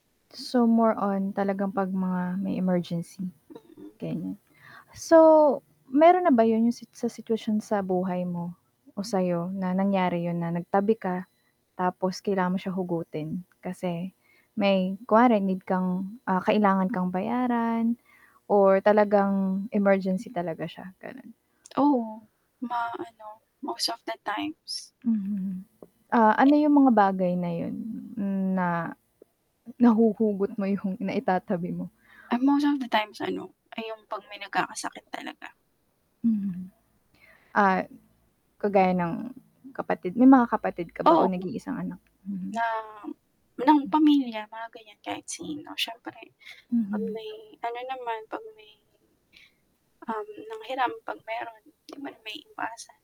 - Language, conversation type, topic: Filipino, unstructured, Alin ang mas gusto mong gawin: mag-ipon ng pera o gumastos para sa kasiyahan?
- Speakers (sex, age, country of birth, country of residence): female, 30-34, Philippines, Philippines; female, 35-39, Philippines, Philippines
- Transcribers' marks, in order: static; tapping; unintelligible speech; other noise; distorted speech